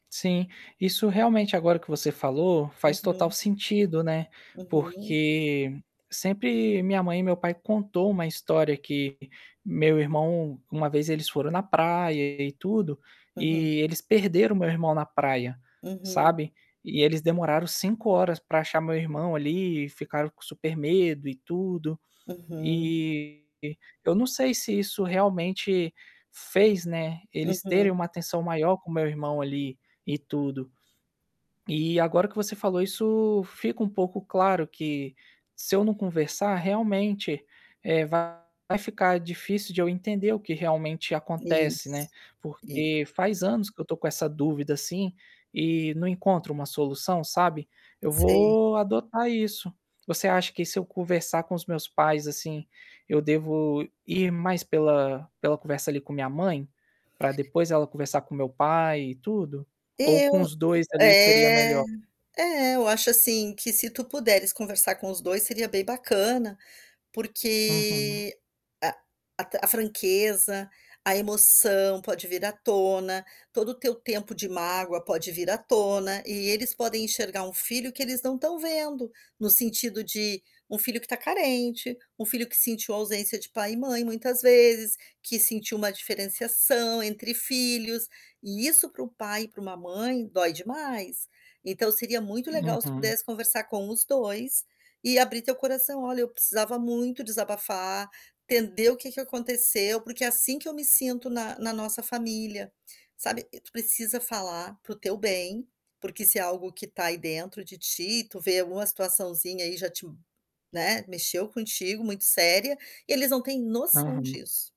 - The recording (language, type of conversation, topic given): Portuguese, advice, Como você tem se sentido excluído pelo favoritismo dos seus pais entre você e seus irmãos?
- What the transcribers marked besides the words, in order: distorted speech; tapping; other background noise